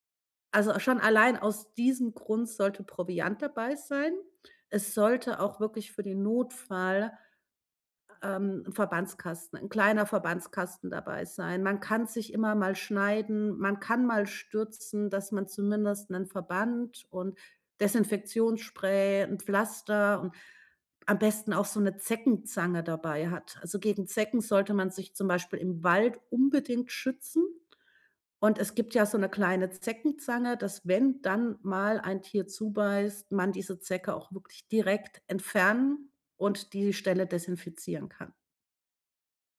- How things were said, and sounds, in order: none
- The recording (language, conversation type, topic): German, podcast, Welche Tipps hast du für sicheres Alleinwandern?